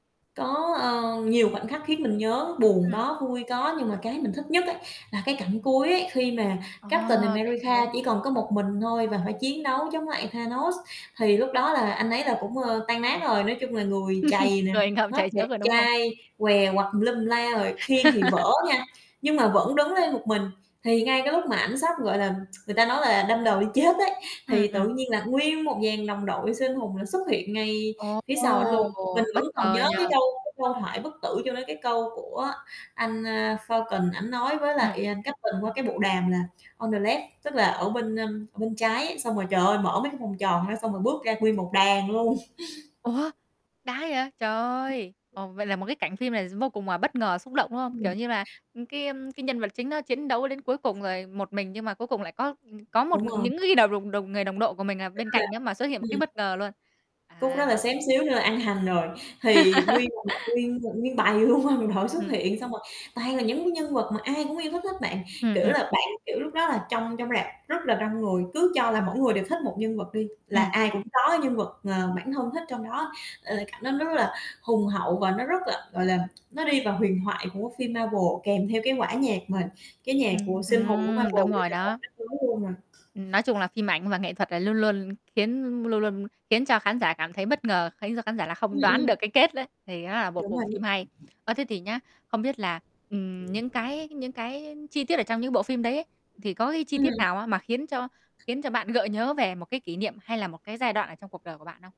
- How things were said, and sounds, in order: static; tapping; other background noise; chuckle; laugh; tsk; laughing while speaking: "chết"; in English: "On the left"; chuckle; distorted speech; other noise; laugh; unintelligible speech; laughing while speaking: "luôn, đồng đội"; tsk; unintelligible speech; laughing while speaking: "đấy"
- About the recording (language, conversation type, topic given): Vietnamese, podcast, Bạn cảm thấy thế nào khi xem lại một bộ phim cũ mà mình từng rất yêu thích?